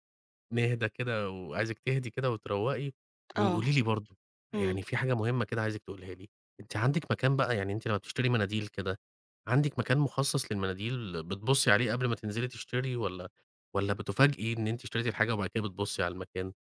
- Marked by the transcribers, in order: none
- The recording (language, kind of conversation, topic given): Arabic, advice, إزاي أبطل أشتري نفس الحاجات أكتر من مرة عشان مش بنظّم احتياجاتي وبنسى اللي عندي؟